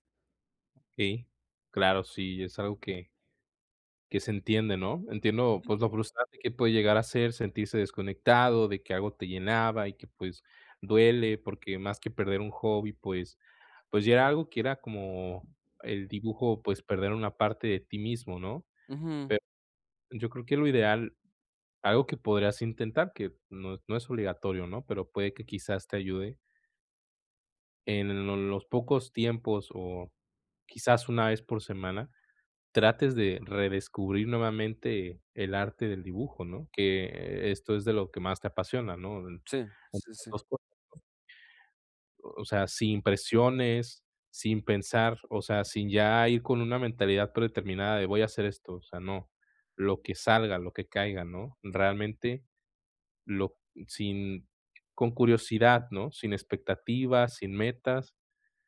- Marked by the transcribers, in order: tapping
- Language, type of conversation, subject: Spanish, advice, ¿Cómo puedo volver a conectar con lo que me apasiona si me siento desconectado?